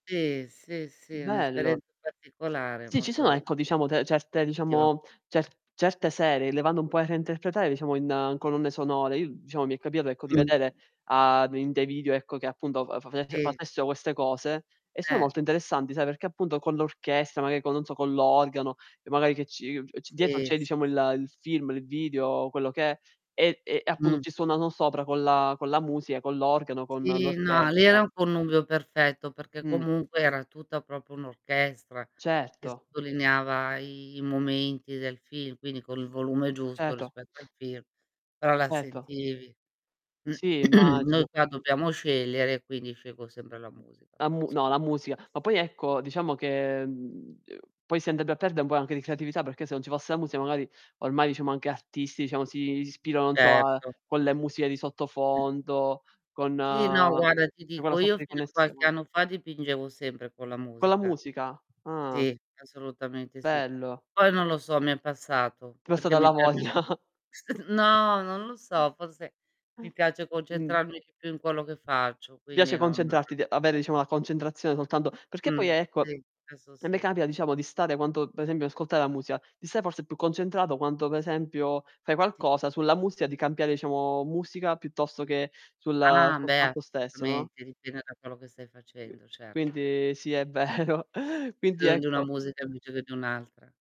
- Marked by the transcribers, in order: other background noise; distorted speech; unintelligible speech; "capitato" said as "capiato"; "appunto" said as "appundo"; "proprio" said as "propro"; throat clearing; unintelligible speech; "musica" said as "musia"; other noise; laughing while speaking: "voglia"; "adesso" said as "desso"; "musica" said as "musia"; "musica" said as "musia"; tapping; laughing while speaking: "sì è vero"; unintelligible speech
- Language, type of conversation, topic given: Italian, unstructured, Preferiresti vivere in un mondo senza musica o senza film?